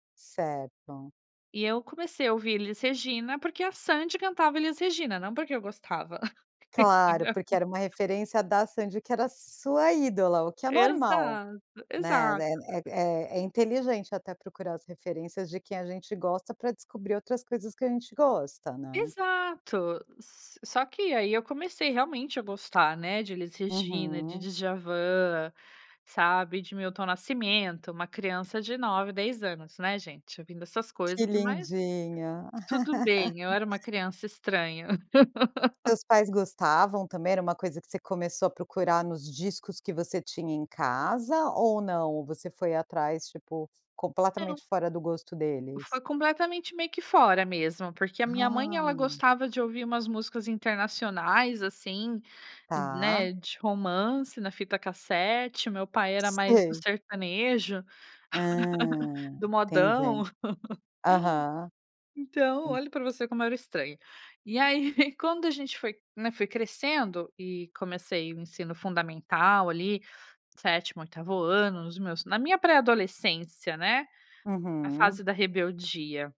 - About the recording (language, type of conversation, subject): Portuguese, podcast, Como suas amizades influenciaram suas escolhas musicais?
- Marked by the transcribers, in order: laughing while speaking: "Entendeu?"; tapping; laugh; laugh; laugh; other noise; giggle